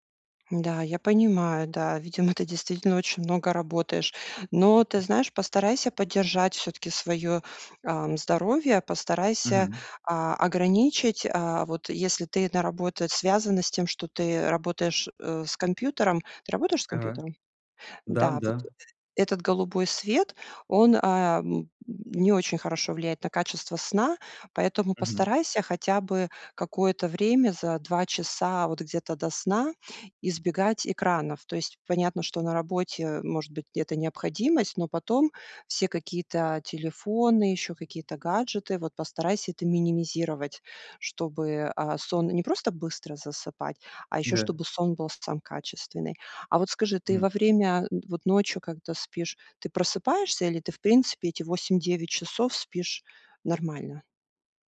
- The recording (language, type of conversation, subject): Russian, advice, Почему я постоянно чувствую усталость по утрам, хотя высыпаюсь?
- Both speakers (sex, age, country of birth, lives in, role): female, 40-44, Russia, United States, advisor; male, 20-24, Russia, Estonia, user
- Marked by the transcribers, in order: none